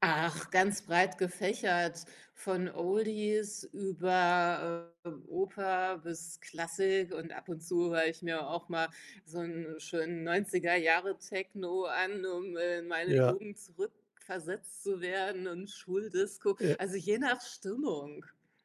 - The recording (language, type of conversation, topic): German, podcast, Wie entdeckst du heutzutage ganz ehrlich neue Musik?
- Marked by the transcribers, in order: other background noise